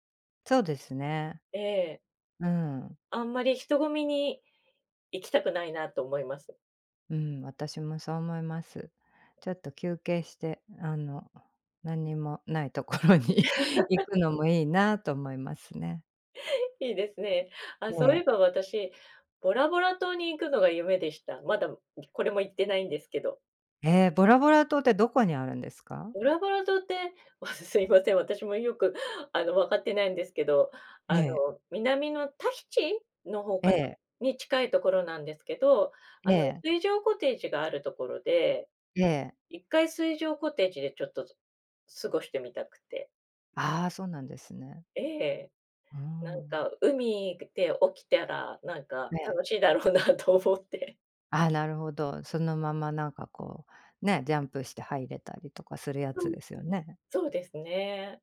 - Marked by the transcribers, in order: tapping; laughing while speaking: "ないところに"; laugh; laughing while speaking: "楽しいだろうなと思って"
- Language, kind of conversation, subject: Japanese, unstructured, 旅行で訪れてみたい国や場所はありますか？